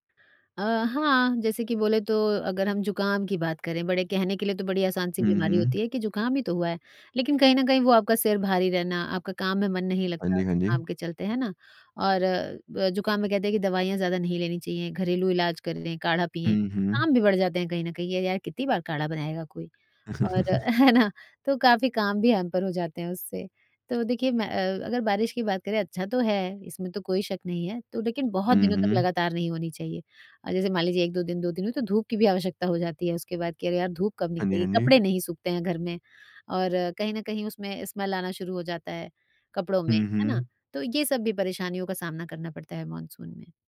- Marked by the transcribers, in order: chuckle; laughing while speaking: "है ना?"; in English: "हैम्पर"; in English: "स्मैल"
- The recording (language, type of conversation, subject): Hindi, podcast, मॉनसून आपको किस तरह प्रभावित करता है?